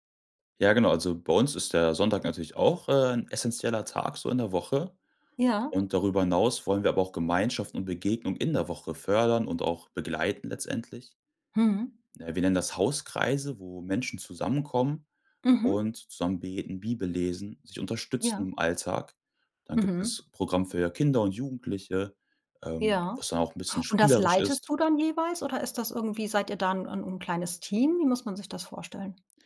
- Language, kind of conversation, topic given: German, podcast, Wie findest du eine gute Balance zwischen Arbeit und Freizeit?
- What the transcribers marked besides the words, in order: none